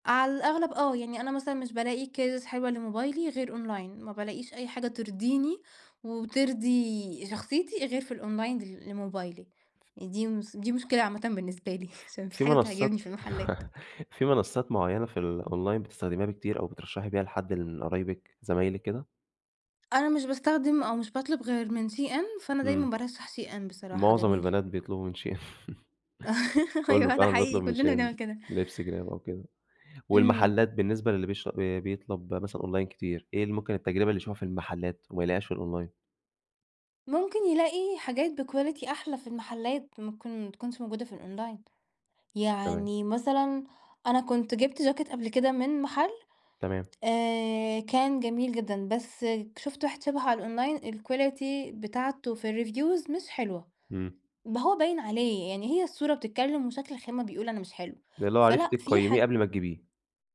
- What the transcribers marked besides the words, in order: in English: "cases"; in English: "أونلاين"; in English: "الأونلاين"; unintelligible speech; chuckle; laugh; in English: "الأونلاين"; laugh; laughing while speaking: "أيوه"; in English: "أونلاين"; in English: "الأونلاين؟"; in English: "بquality"; in English: "الأونلاين"; in English: "الأونلاين الquality"; in English: "الreviews"
- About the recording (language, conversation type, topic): Arabic, podcast, إنت بتشتري أونلاين أكتر ولا من المحلات، وليه؟